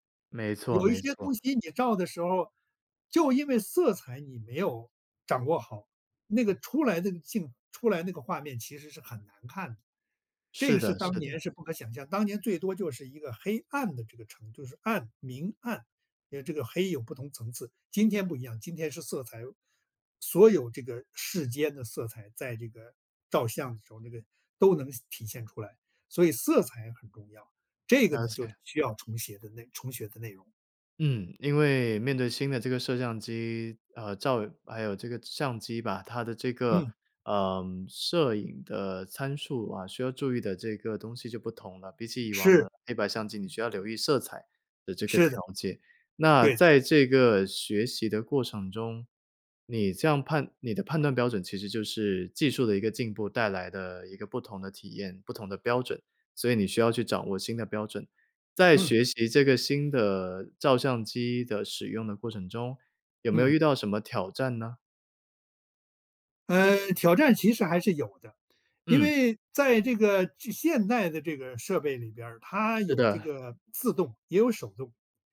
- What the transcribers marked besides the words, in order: other background noise
- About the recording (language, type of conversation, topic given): Chinese, podcast, 面对信息爆炸时，你会如何筛选出值得重新学习的内容？